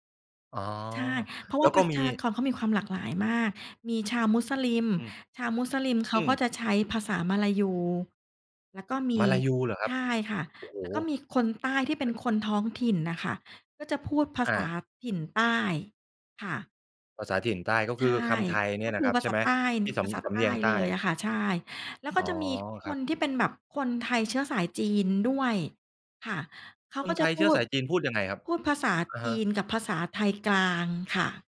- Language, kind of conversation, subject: Thai, podcast, ภาษาในบ้านส่งผลต่อความเป็นตัวตนของคุณอย่างไรบ้าง?
- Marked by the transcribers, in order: other background noise